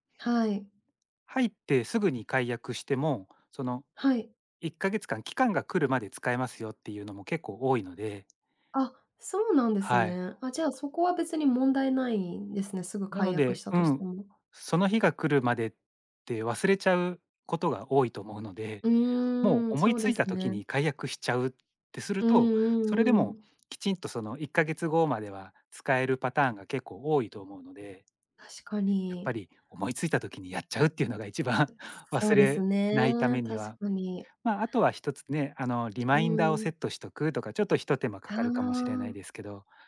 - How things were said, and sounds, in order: other background noise; laughing while speaking: "一番"; in English: "リマインダー"
- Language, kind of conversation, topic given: Japanese, advice, サブスクや固定費が増えすぎて解約できないのですが、どうすれば減らせますか？